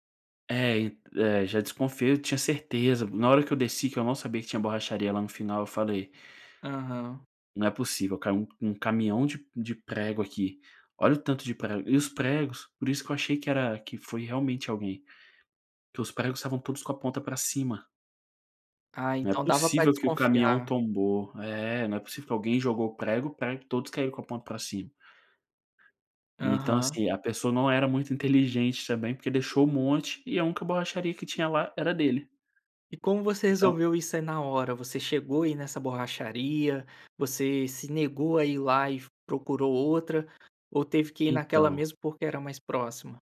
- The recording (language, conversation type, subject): Portuguese, podcast, Qual é um conselho prático para quem vai viajar sozinho?
- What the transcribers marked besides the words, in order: none